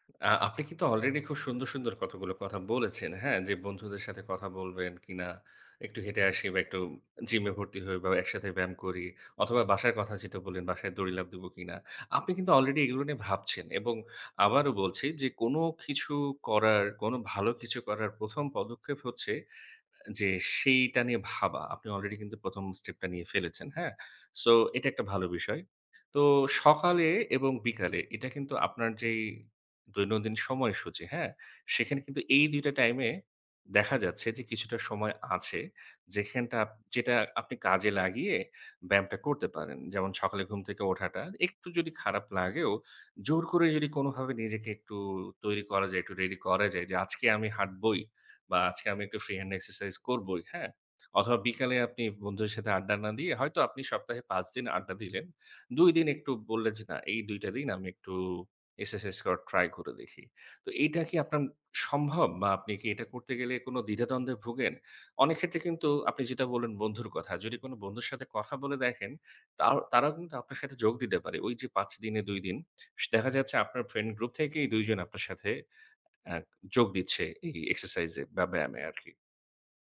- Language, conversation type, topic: Bengali, advice, কাজ ও সামাজিক জীবনের সঙ্গে ব্যায়াম সমন্বয় করতে কেন কষ্ট হচ্ছে?
- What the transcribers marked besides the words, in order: tapping; "যেখানটা" said as "যেখেনটা"; in English: "free hand exercise"; other background noise